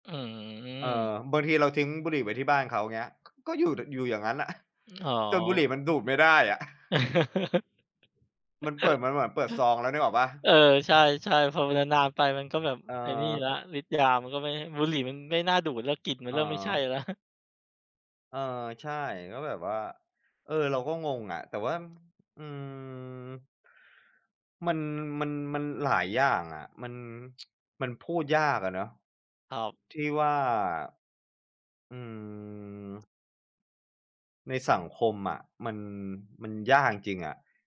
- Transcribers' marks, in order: chuckle; laugh; chuckle; chuckle; tsk
- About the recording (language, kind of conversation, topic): Thai, unstructured, ทำไมถึงยังมีคนสูบบุหรี่ทั้งที่รู้ว่ามันทำลายสุขภาพ?
- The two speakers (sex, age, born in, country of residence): male, 35-39, Thailand, Thailand; male, 35-39, Thailand, Thailand